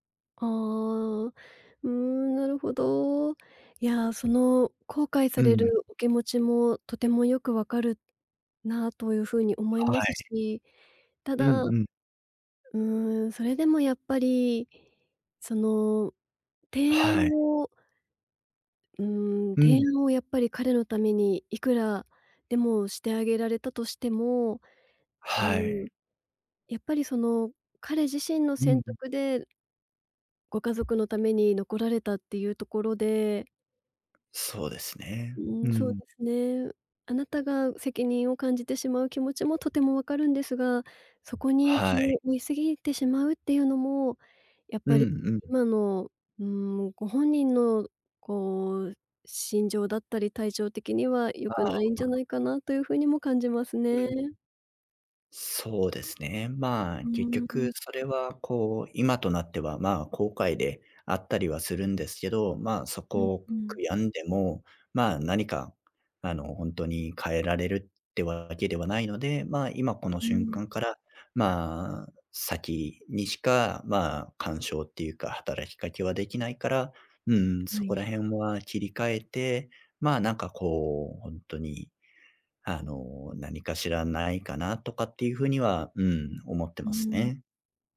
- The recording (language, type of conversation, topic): Japanese, advice, 別れた直後のショックや感情をどう整理すればよいですか？
- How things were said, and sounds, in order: none